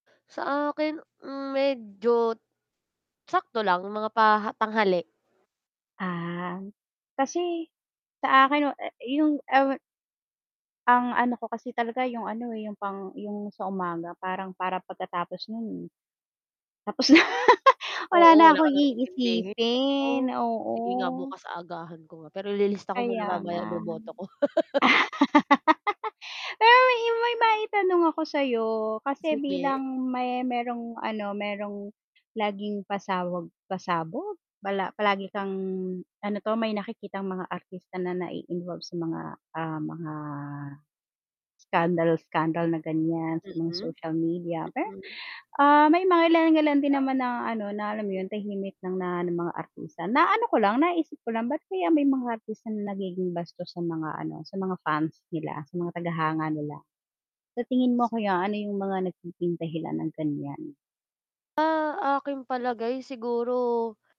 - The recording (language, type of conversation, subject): Filipino, unstructured, Ano ang masasabi mo tungkol sa mga artistang nagiging bastos sa kanilang mga tagahanga?
- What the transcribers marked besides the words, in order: "medyo" said as "medyot"; static; distorted speech; laughing while speaking: "na"; laugh; mechanical hum; dog barking